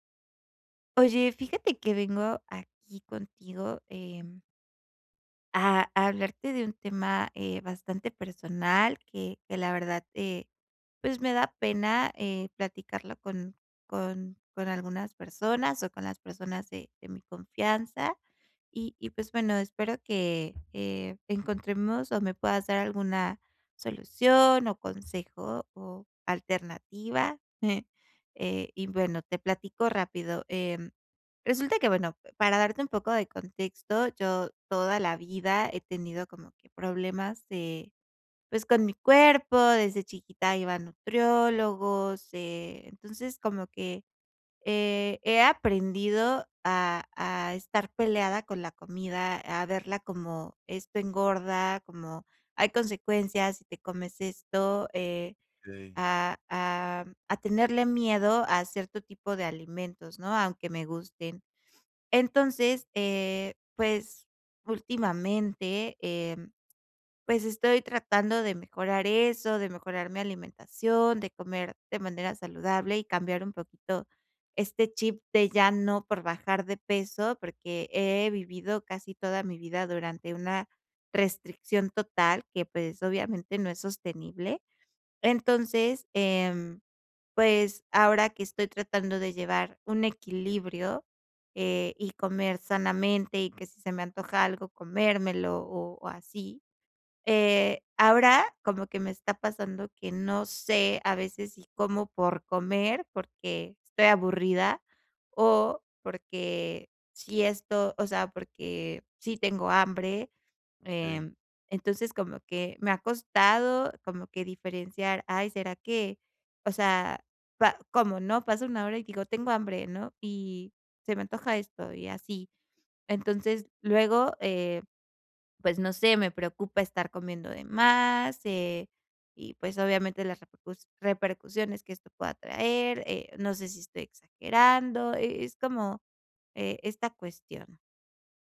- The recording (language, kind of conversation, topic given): Spanish, advice, ¿Cómo puedo reconocer y responder a las señales de hambre y saciedad?
- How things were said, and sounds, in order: none